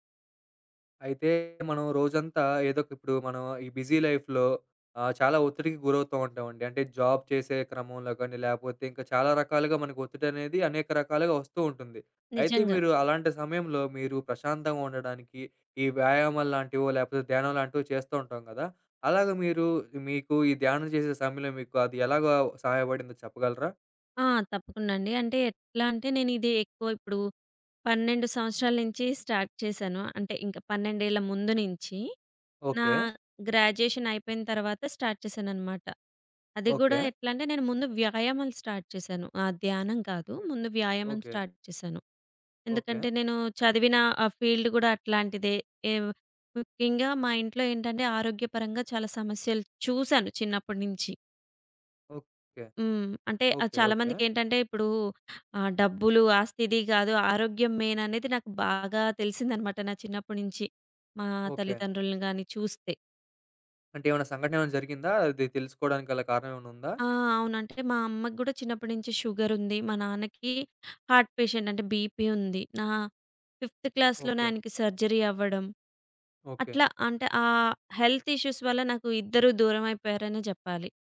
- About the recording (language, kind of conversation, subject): Telugu, podcast, ఒత్తిడి సమయంలో ధ్యానం మీకు ఎలా సహాయపడింది?
- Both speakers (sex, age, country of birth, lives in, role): female, 30-34, India, India, guest; male, 25-29, India, India, host
- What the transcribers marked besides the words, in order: in English: "బిజీ లైఫ్‌లో"; in English: "జాబ్"; in English: "స్టార్ట్"; in English: "గ్రాడ్యుయేషన్"; in English: "స్టార్ట్"; in English: "స్టార్ట్"; in English: "స్టార్ట్"; in English: "ఫీల్డ్"; in English: "మెయిన్"; other background noise; in English: "హార్ట్ పేషెంట్"; in English: "ఫిఫ్త్ క్లాస్‌లోనే"; in English: "సర్జరీ"; in English: "హెల్త్ ఇష్యూస్"